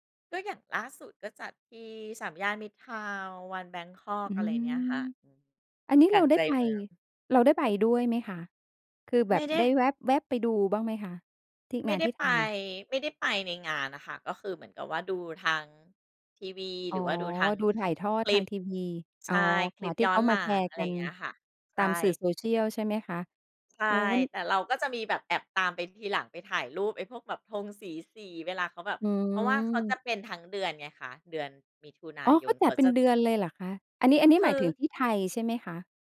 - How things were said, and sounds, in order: other background noise
- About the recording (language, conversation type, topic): Thai, podcast, พาเหรดหรือกิจกรรมไพรด์มีความหมายอย่างไรสำหรับคุณ?